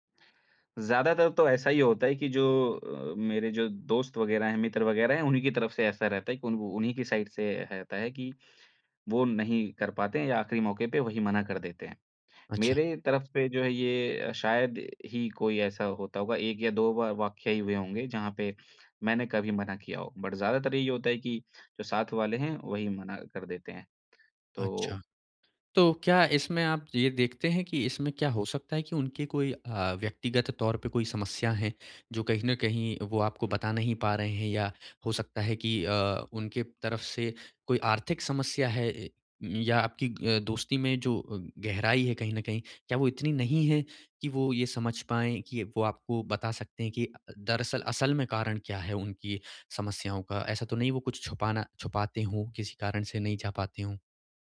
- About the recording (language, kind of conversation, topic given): Hindi, advice, अचानक यात्रा रुक जाए और योजनाएँ बदलनी पड़ें तो क्या करें?
- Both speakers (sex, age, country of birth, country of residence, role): male, 25-29, India, India, advisor; male, 30-34, India, India, user
- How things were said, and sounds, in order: in English: "साइड"; in English: "बट"